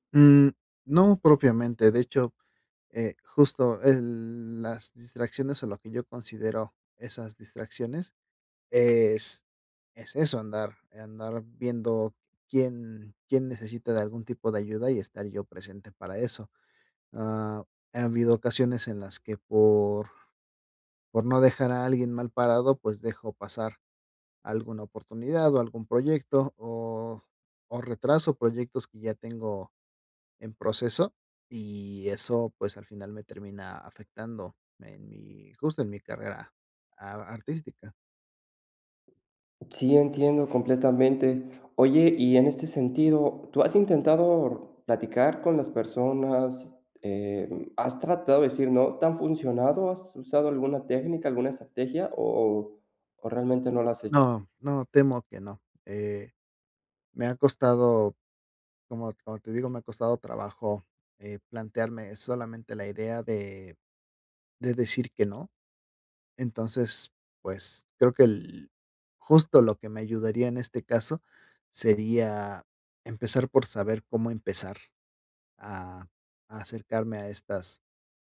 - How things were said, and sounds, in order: other background noise
- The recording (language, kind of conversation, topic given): Spanish, advice, ¿Cómo puedo aprender a decir no y evitar distracciones?